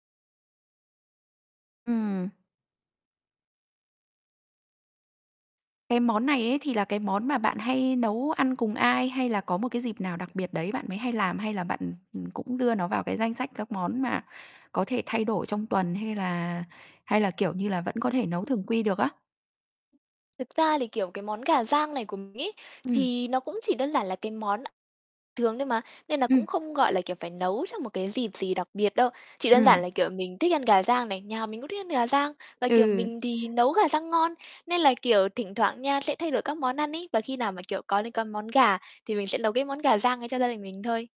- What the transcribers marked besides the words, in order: distorted speech; static; other background noise; tapping
- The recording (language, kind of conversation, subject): Vietnamese, podcast, Món ăn tự nấu nào khiến bạn tâm đắc nhất, và vì sao?